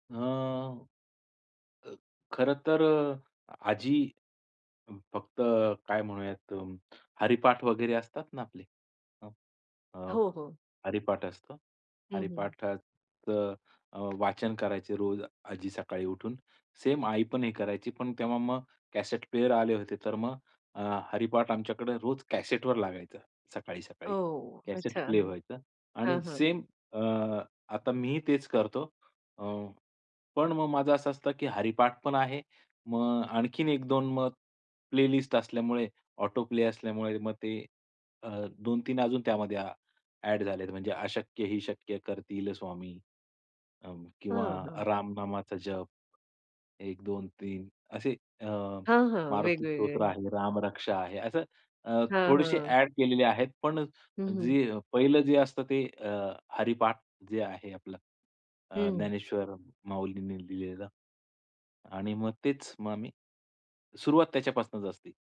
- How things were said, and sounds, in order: tapping; in English: "प्लेलिस्ट"; other background noise
- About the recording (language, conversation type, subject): Marathi, podcast, तुमच्या घरात रोज केल्या जाणाऱ्या छोट्या-छोट्या दिनचर्या कोणत्या आहेत?